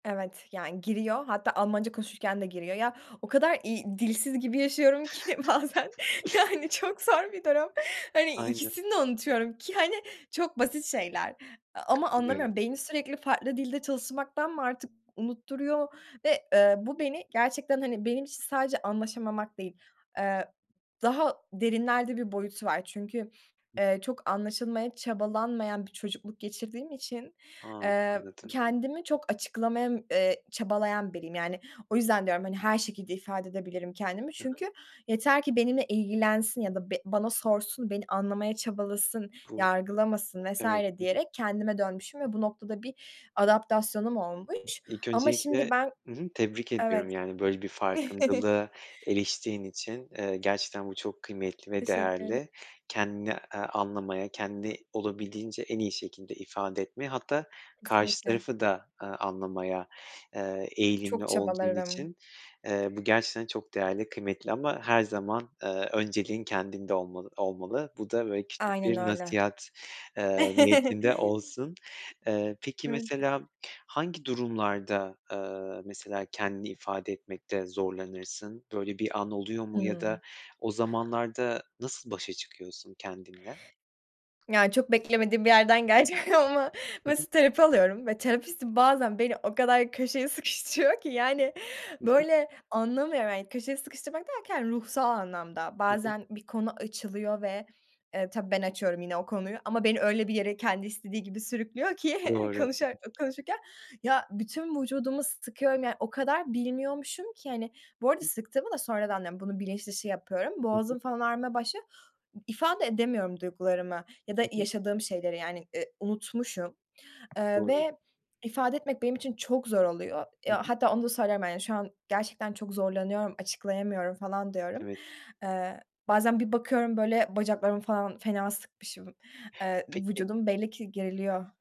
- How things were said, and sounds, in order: laughing while speaking: "bazen, yani, çok zor bir durum"; other background noise; chuckle; chuckle; laughing while speaking: "gelecek ama"; unintelligible speech; tapping
- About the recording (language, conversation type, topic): Turkish, podcast, Kendini en iyi hangi dilde ya da hangi yolla ifade edebiliyorsun?